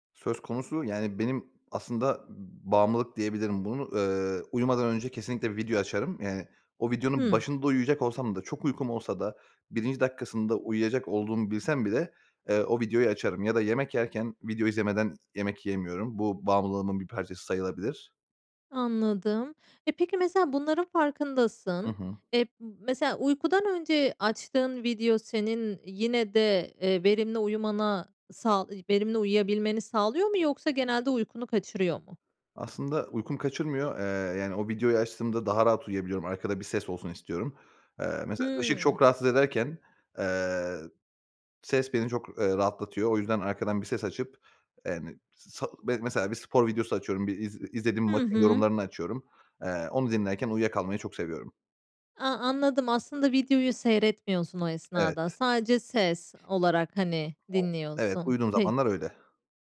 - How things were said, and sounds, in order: tapping; unintelligible speech
- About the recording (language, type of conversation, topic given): Turkish, podcast, Ekran bağımlılığıyla baş etmek için ne yaparsın?